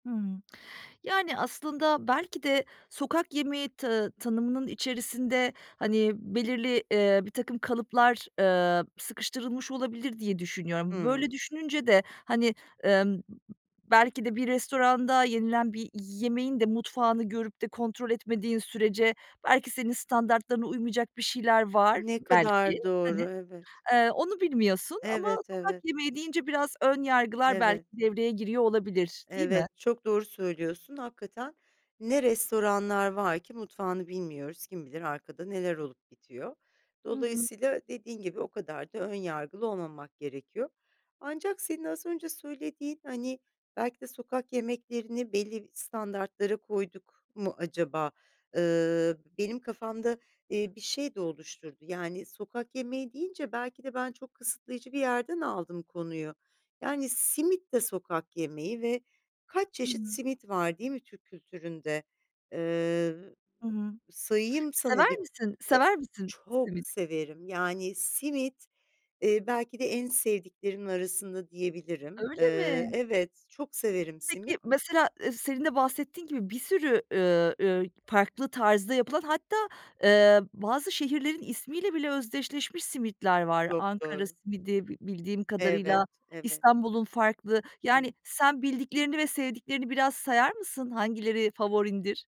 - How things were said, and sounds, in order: stressed: "belki"; other background noise; unintelligible speech
- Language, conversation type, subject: Turkish, podcast, Sokak yemekleri hakkında ne düşünüyorsun?